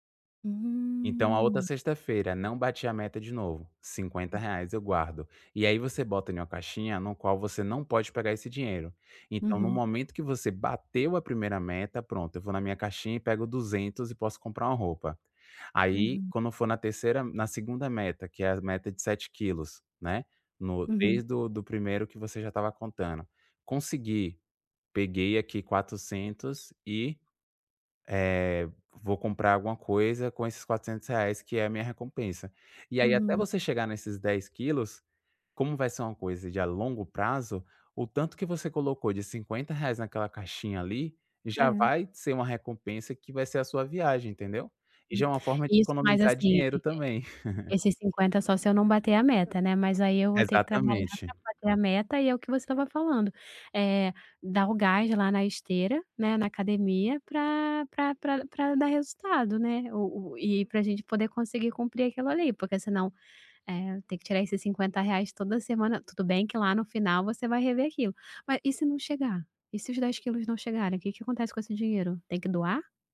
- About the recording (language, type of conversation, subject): Portuguese, advice, Como posso planejar pequenas recompensas para manter minha motivação ao criar hábitos positivos?
- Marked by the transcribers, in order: drawn out: "Hum"; other background noise; laugh